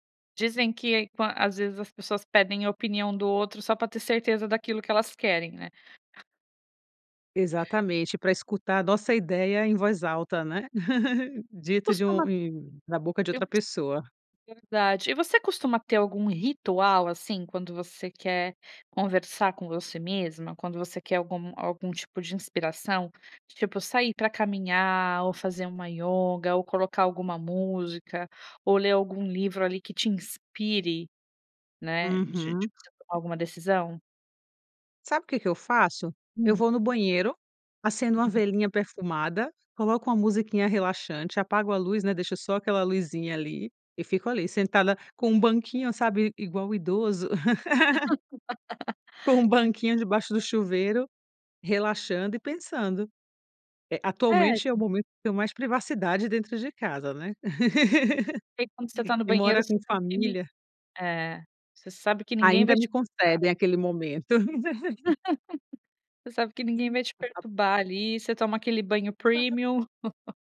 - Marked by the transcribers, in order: tapping; chuckle; unintelligible speech; laugh; laugh; laugh; unintelligible speech; unintelligible speech; in English: "premium"; chuckle
- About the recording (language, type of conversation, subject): Portuguese, podcast, O que te inspira mais: o isolamento ou a troca com outras pessoas?